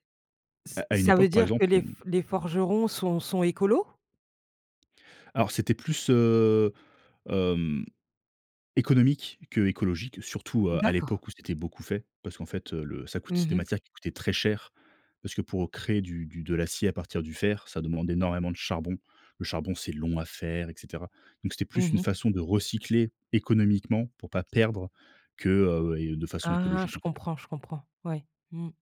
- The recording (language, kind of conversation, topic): French, podcast, Comment trouver l’équilibre entre les loisirs et les obligations quotidiennes ?
- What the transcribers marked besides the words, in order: other background noise; stressed: "long"